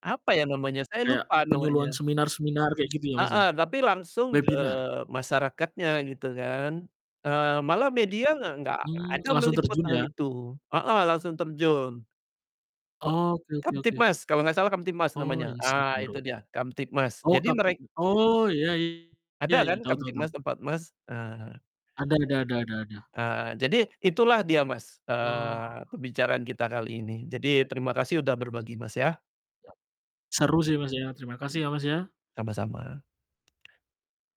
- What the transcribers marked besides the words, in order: in English: "insight"; distorted speech; tapping; other background noise
- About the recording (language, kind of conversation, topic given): Indonesian, unstructured, Apa yang kamu rasakan saat melihat berita tentang kebakaran hutan?